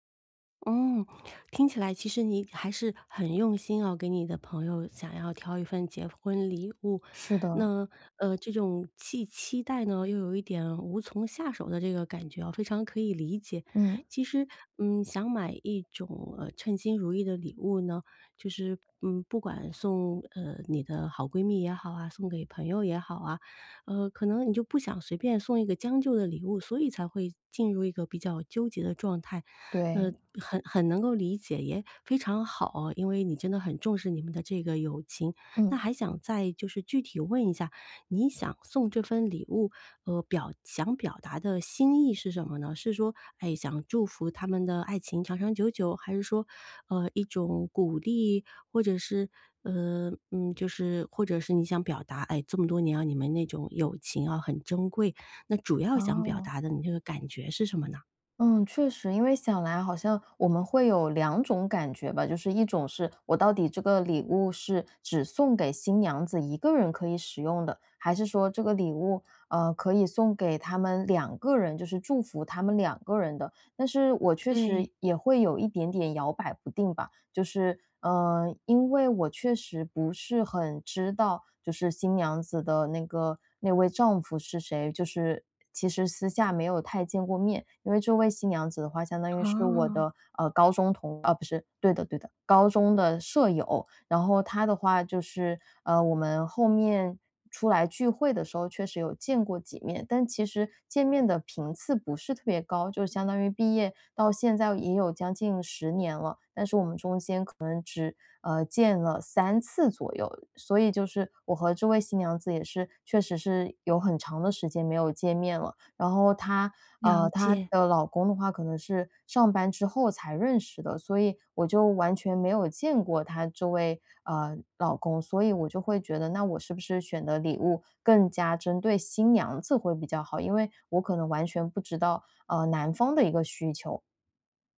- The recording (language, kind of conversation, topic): Chinese, advice, 如何才能挑到称心的礼物？
- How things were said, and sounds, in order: other background noise; other noise